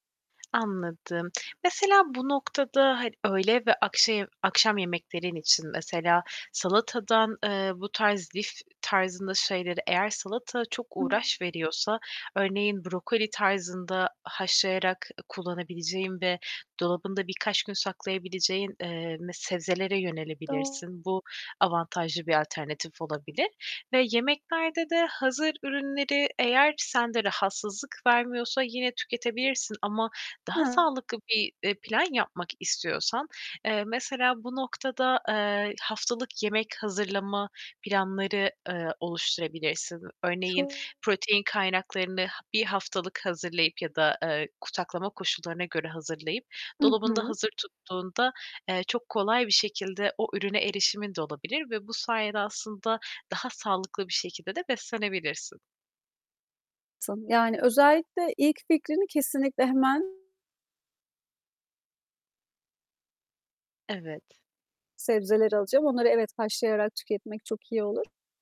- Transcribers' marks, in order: static; other background noise; distorted speech
- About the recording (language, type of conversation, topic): Turkish, advice, Düzensiz yemek yediğim için sağlıklı beslenme planıma neden bağlı kalamıyorum?